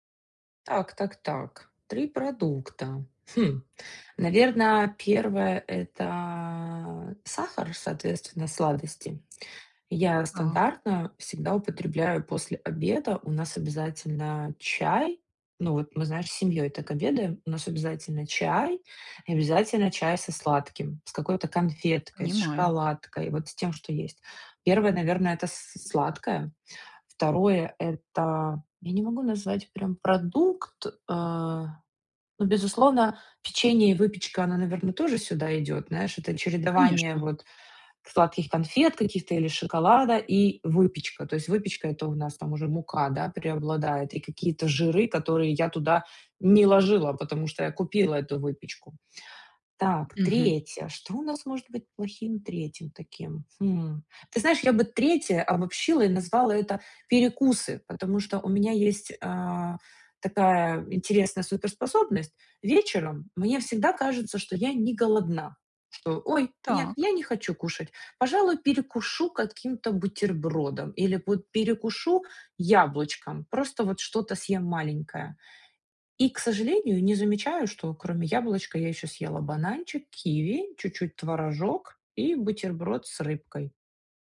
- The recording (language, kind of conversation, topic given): Russian, advice, Как вы переживаете из-за своего веса и чего именно боитесь при мысли об изменениях в рационе?
- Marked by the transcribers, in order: none